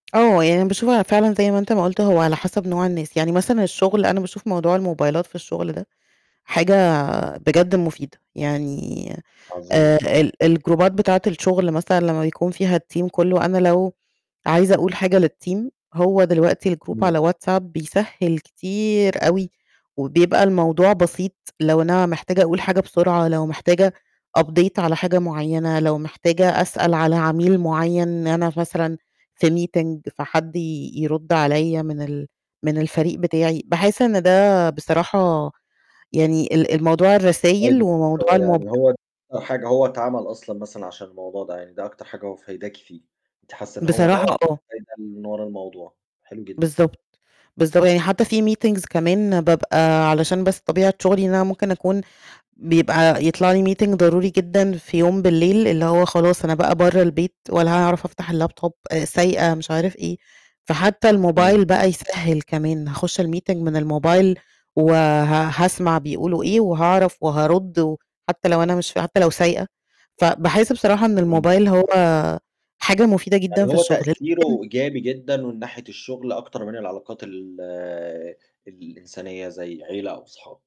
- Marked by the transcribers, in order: tapping; other background noise; in English: "الجروبات"; in English: "الTeam"; in English: "للTeam"; in English: "الGroup"; in English: "update"; in English: "meeting"; unintelligible speech; distorted speech; static; in English: "meetings"; in English: "meeting"; in English: "الlaptop"; in English: "الmeeting"
- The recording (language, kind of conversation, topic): Arabic, podcast, بتحس إن الموبايل بيأثر على علاقاتك إزاي؟